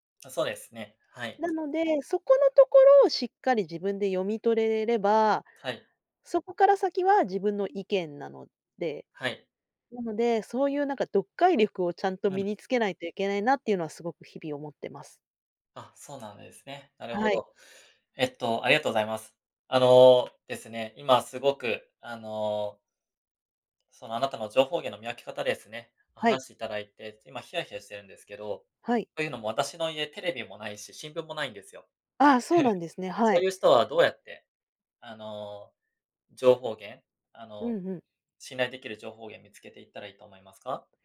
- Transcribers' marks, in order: chuckle
- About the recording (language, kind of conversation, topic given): Japanese, podcast, 普段、情報源の信頼性をどのように判断していますか？